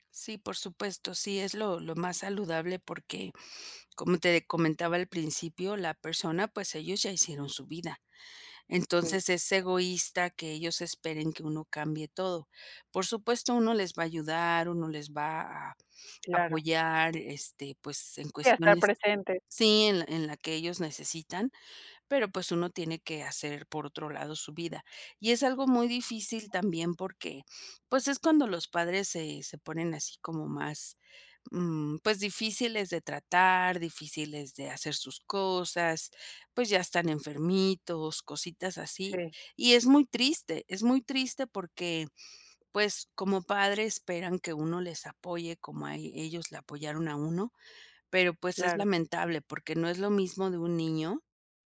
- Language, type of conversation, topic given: Spanish, podcast, ¿Qué evento te obligó a replantearte tus prioridades?
- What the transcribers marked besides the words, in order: tapping